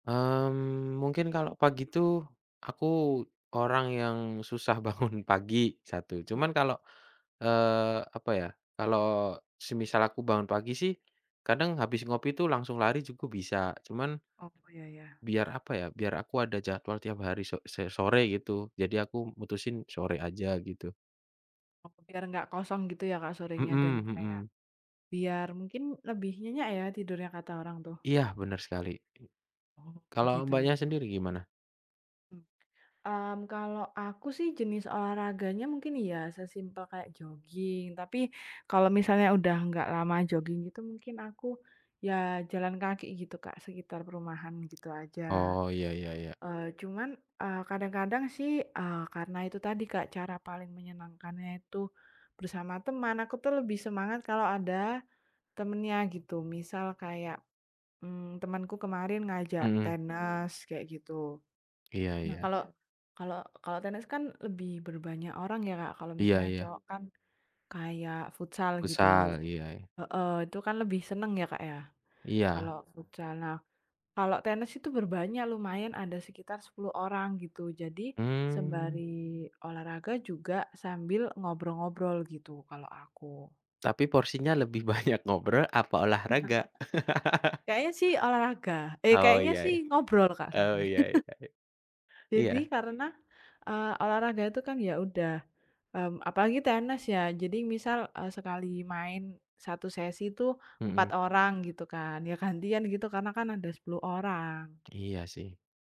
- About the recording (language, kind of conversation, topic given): Indonesian, unstructured, Apa cara paling menyenangkan untuk berolahraga setiap hari?
- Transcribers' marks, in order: tapping; other background noise; "tenis" said as "tenes"; "tenis" said as "tenes"; "tenis" said as "tenes"; laughing while speaking: "banyak"; chuckle; chuckle; "tenis" said as "tenes"